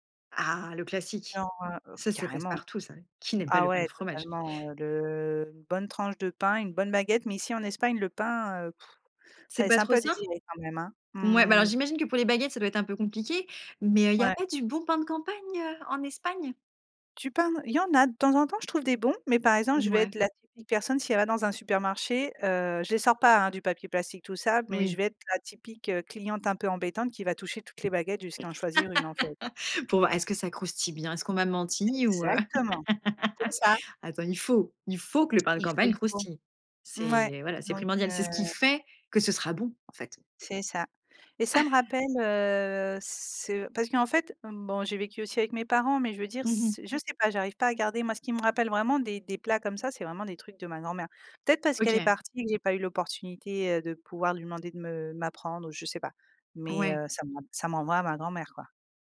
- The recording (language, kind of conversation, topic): French, podcast, Quel plat te ramène directement à ton enfance ?
- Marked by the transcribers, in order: scoff; unintelligible speech; laugh; laugh; stressed: "faut"; stressed: "fait"; laugh